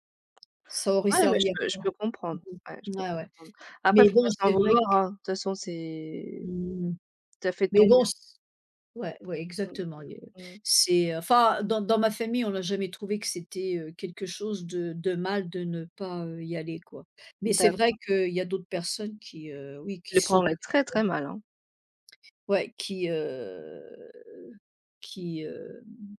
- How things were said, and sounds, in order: "et" said as "yé"; drawn out: "heu"
- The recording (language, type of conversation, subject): French, unstructured, Pourquoi les traditions sont-elles importantes dans une société ?